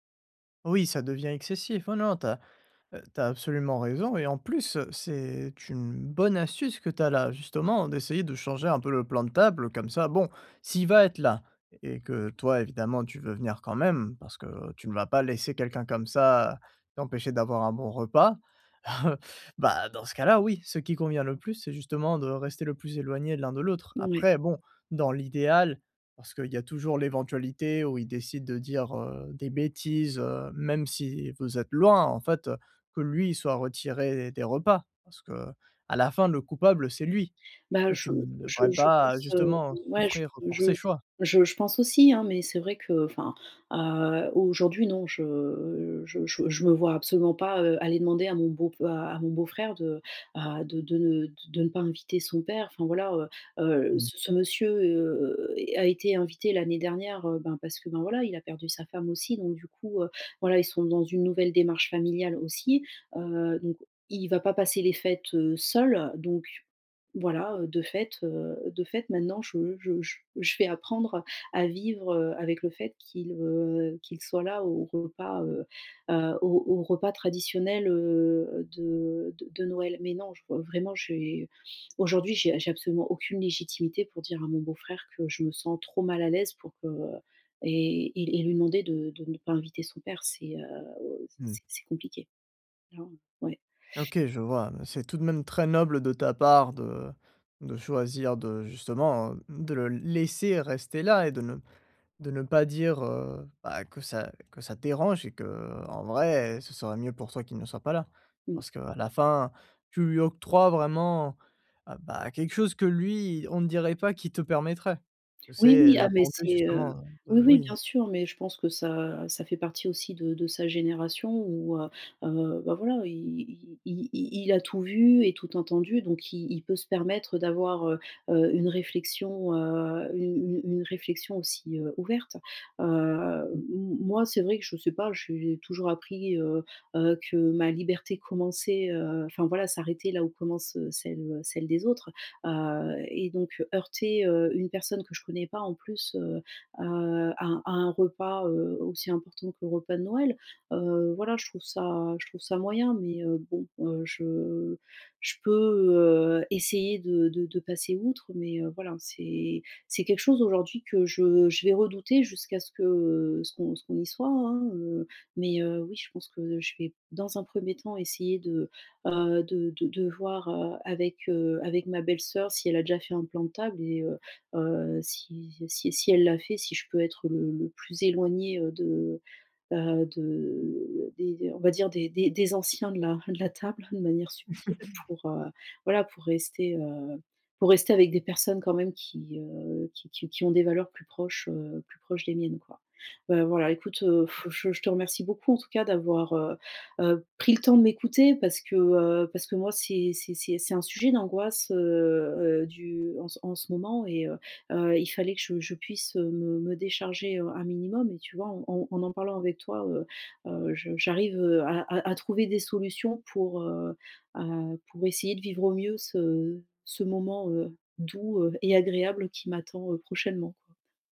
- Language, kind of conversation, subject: French, advice, Comment gérer les différences de valeurs familiales lors d’un repas de famille tendu ?
- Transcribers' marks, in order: stressed: "plus"; chuckle; stressed: "loin"; drawn out: "heu"; teeth sucking; stressed: "laisser"; other background noise; tapping; laughing while speaking: "de la table"; chuckle